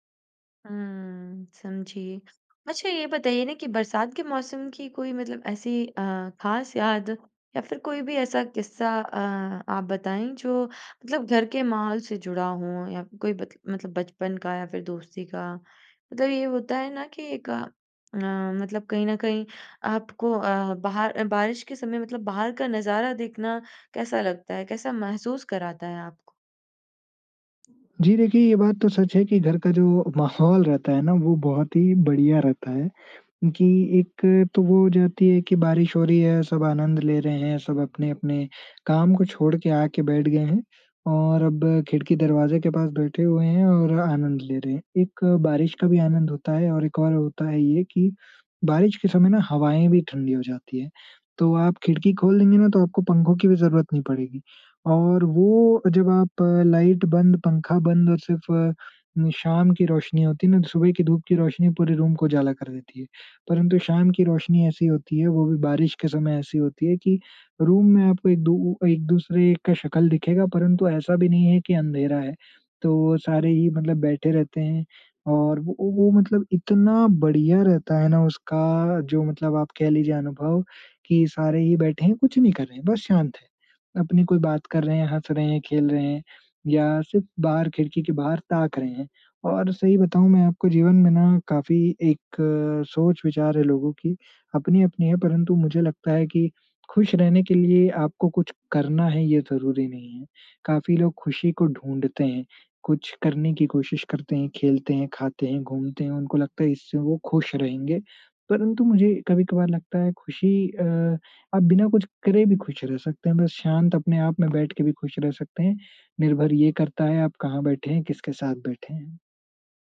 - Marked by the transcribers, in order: none
- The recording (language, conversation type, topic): Hindi, podcast, बारिश में घर का माहौल आपको कैसा लगता है?